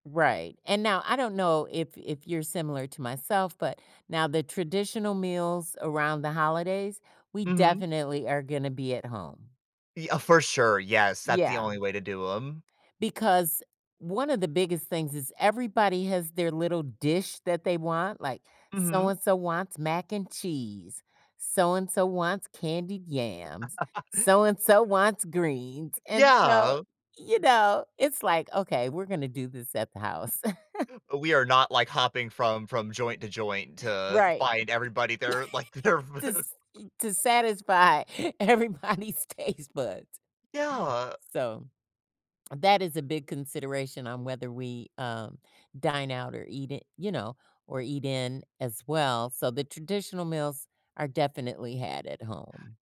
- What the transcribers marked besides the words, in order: other background noise; laugh; chuckle; laugh; laughing while speaking: "like, they're v"; laugh; laughing while speaking: "everybody's taste"
- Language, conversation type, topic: English, unstructured, What factors influence your choice between eating at home and going out to a restaurant?
- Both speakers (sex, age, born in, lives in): female, 60-64, United States, United States; male, 20-24, United States, United States